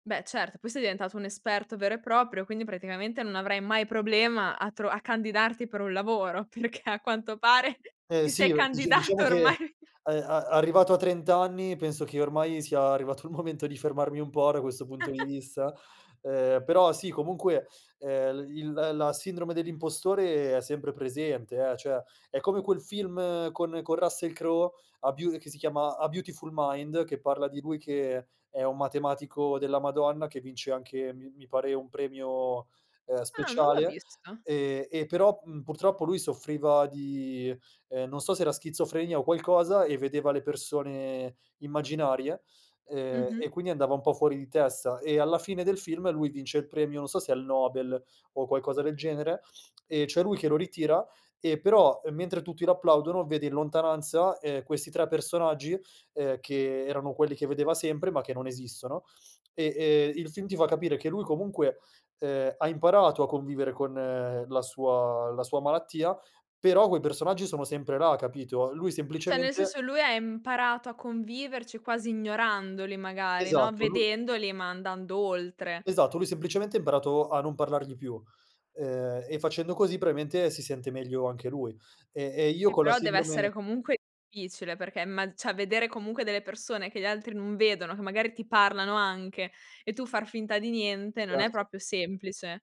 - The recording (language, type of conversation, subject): Italian, podcast, Come gestisci la sindrome dell’impostore quando entri in un settore nuovo?
- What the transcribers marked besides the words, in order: laughing while speaking: "perché"; laughing while speaking: "pare"; laughing while speaking: "candidato ormai"; chuckle; chuckle; "cioè" said as "ceh"; "Cioè" said as "ceh"; "probabilmente" said as "proailmente"; "cioè" said as "ceh"; "proprio" said as "propio"